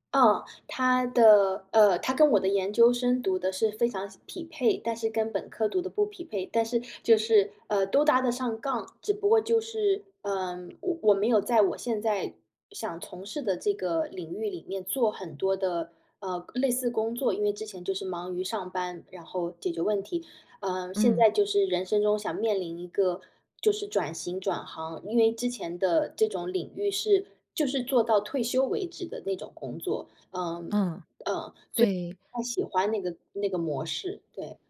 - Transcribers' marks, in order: tapping
- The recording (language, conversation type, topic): Chinese, advice, 在重大的决定上，我该听从别人的建议还是相信自己的内心声音？